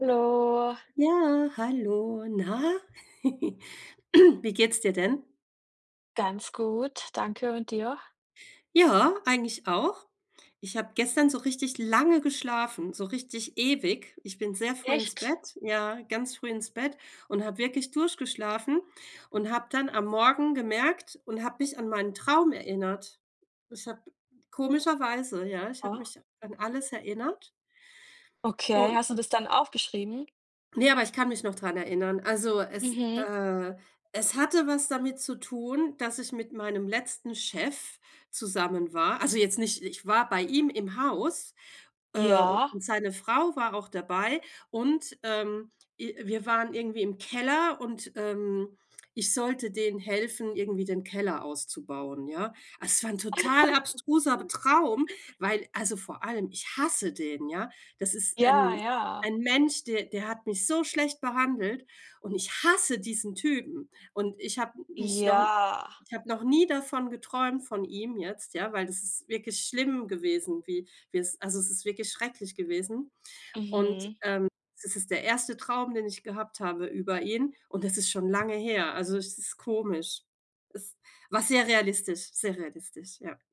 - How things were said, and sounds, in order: drawn out: "Hallo"; giggle; throat clearing; laugh; stressed: "hasse"; drawn out: "Ja"; other background noise
- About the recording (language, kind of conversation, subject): German, unstructured, Was fasziniert dich am meisten an Träumen, die sich so real anfühlen?